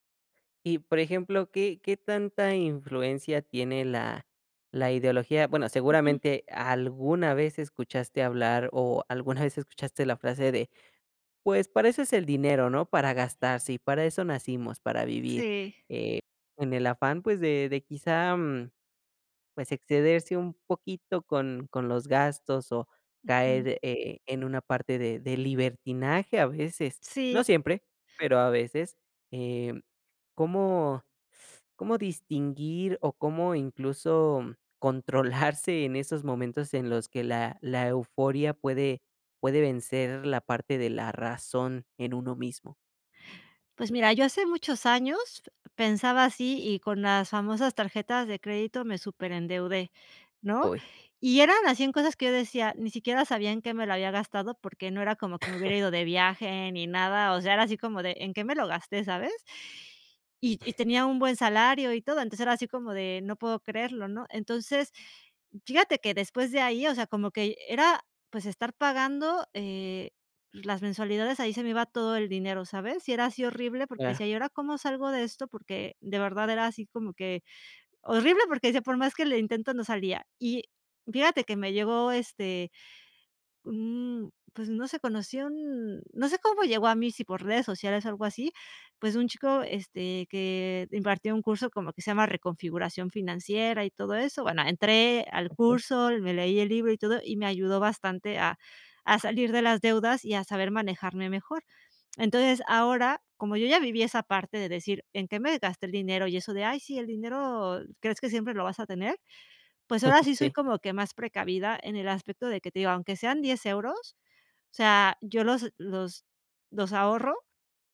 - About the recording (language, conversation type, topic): Spanish, podcast, ¿Cómo decides entre disfrutar hoy o ahorrar para el futuro?
- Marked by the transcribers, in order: chuckle; chuckle